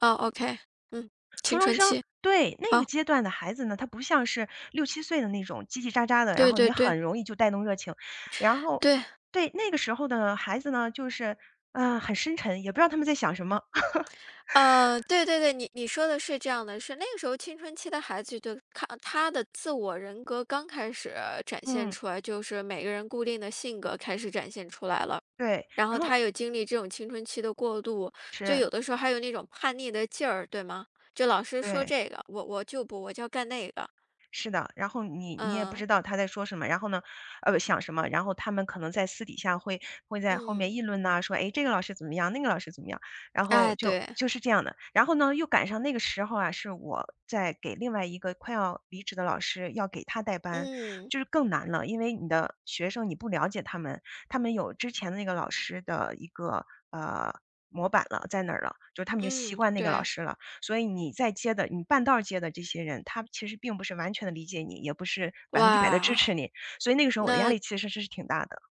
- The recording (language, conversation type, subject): Chinese, podcast, 你第一份工作对你产生了哪些影响？
- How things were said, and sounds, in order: laugh; tapping